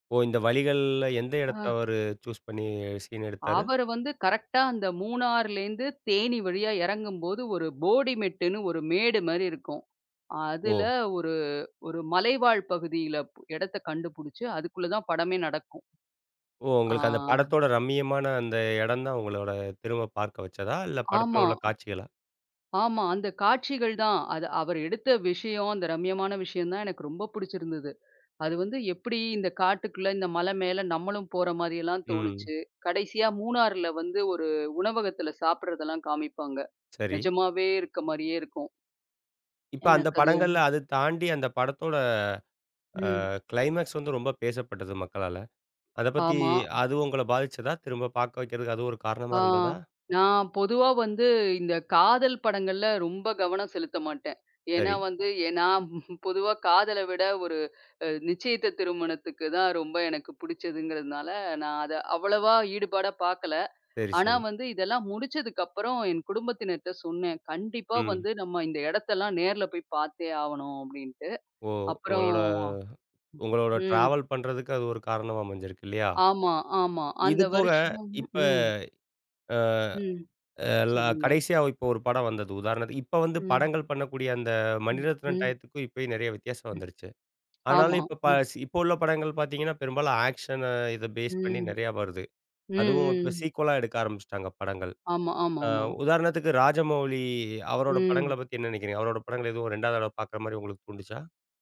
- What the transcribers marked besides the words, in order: tapping; in English: "சூஸ்"; in English: "சீன்"; other background noise; in English: "க்ளைமேக்ஸ்"; in English: "டிராவல்"; in English: "டயத்துக்கும்"; in English: "ஆக்க்ஷனா"; in English: "பேஸ்"; drawn out: "ம்"; in English: "சீக்குவலா"
- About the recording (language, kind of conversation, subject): Tamil, podcast, மறுபடியும் பார்க்கத் தூண்டும் திரைப்படங்களில் பொதுவாக என்ன அம்சங்கள் இருக்கும்?